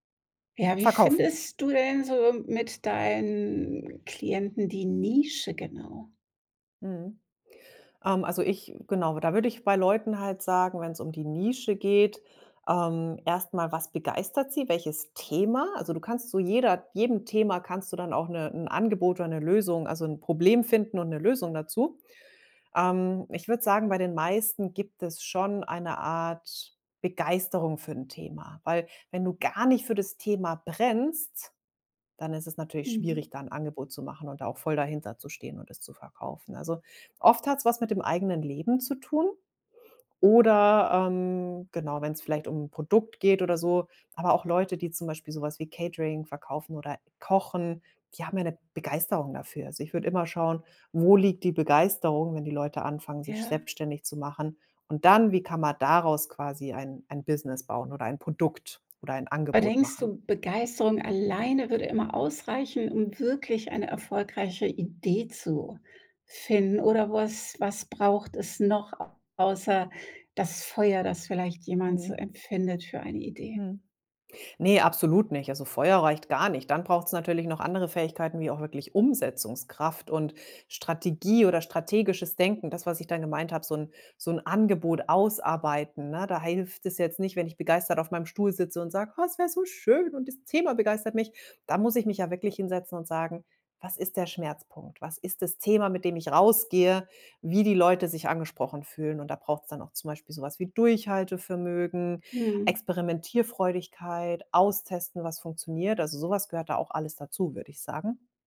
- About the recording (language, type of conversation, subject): German, podcast, Welchen Rat würdest du Anfängerinnen und Anfängern geben, die gerade erst anfangen wollen?
- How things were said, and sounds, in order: put-on voice: "Ach, es wär so schön und das Thema begeistert mich"